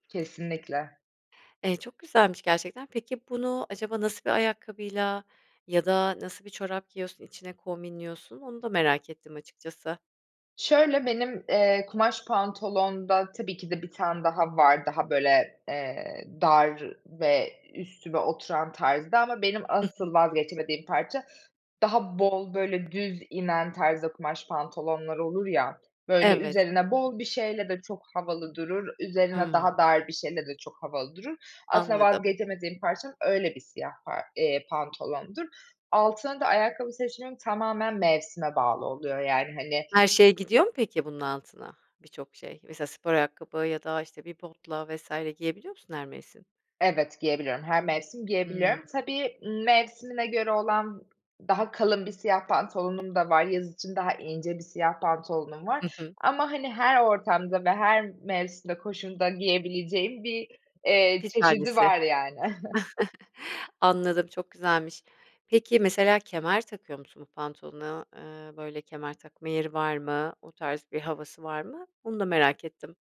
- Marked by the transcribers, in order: chuckle
- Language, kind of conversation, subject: Turkish, podcast, Gardırobunuzda vazgeçemediğiniz parça hangisi ve neden?